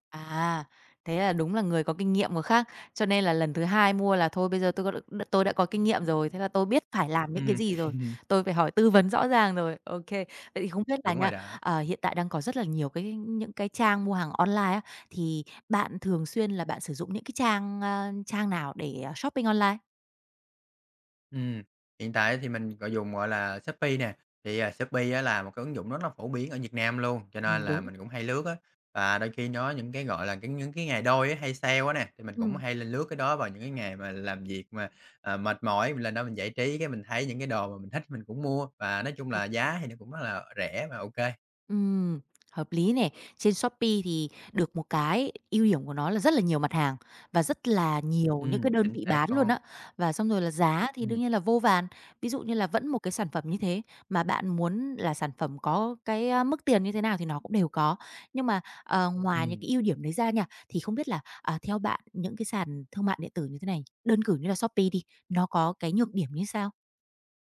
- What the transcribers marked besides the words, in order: tapping; other background noise; chuckle; "có" said as "nhó"
- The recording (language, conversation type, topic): Vietnamese, podcast, Bạn có thể chia sẻ trải nghiệm mua sắm trực tuyến của mình không?